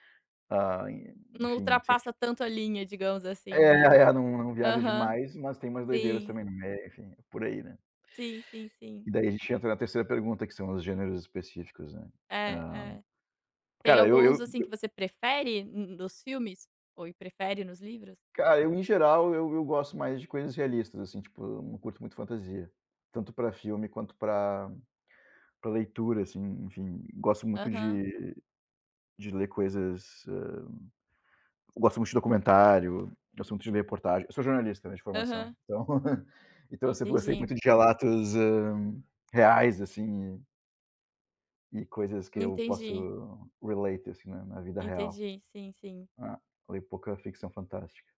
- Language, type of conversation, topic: Portuguese, unstructured, Como você decide entre assistir a um filme ou ler um livro?
- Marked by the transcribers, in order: other background noise; chuckle; in English: "relate"